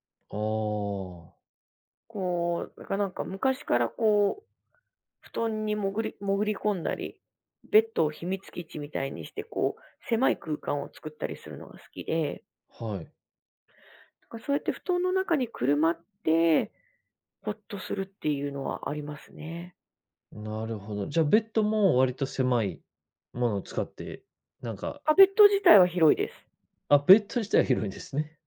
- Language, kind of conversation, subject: Japanese, podcast, 夜、家でほっとする瞬間はいつですか？
- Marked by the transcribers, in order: laughing while speaking: "広いんですね"